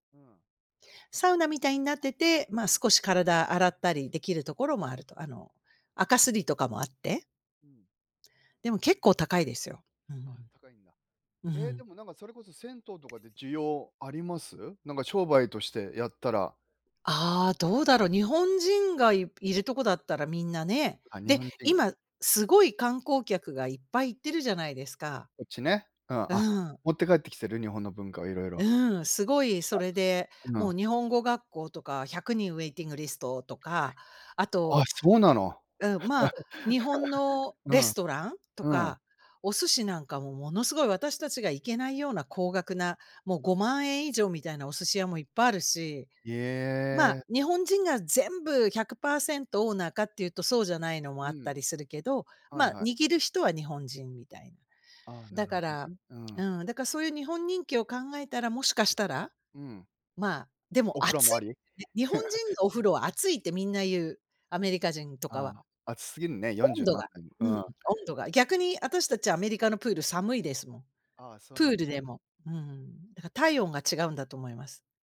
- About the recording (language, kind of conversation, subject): Japanese, unstructured, 疲れたときに元気を出すにはどうしたらいいですか？
- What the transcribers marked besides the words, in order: other background noise; laugh; laugh